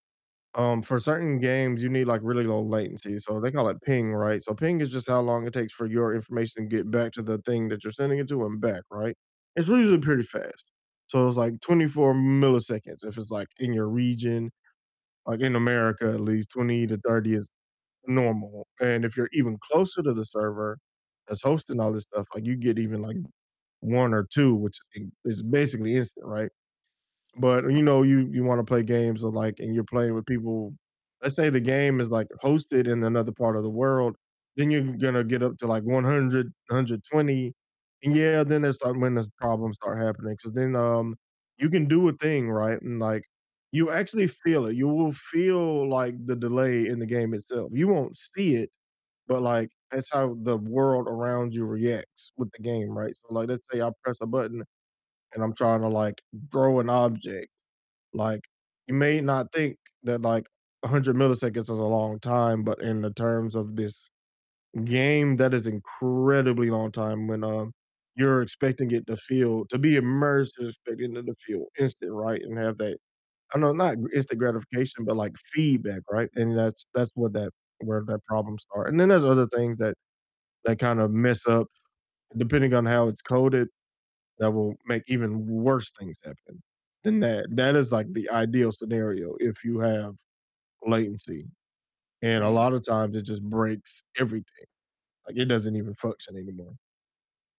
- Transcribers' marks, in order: distorted speech; other background noise; static; stressed: "incredibly"
- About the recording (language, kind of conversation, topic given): English, unstructured, What tiny tech upgrade has felt like a big win for you?
- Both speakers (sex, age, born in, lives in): female, 55-59, United States, United States; male, 30-34, United States, United States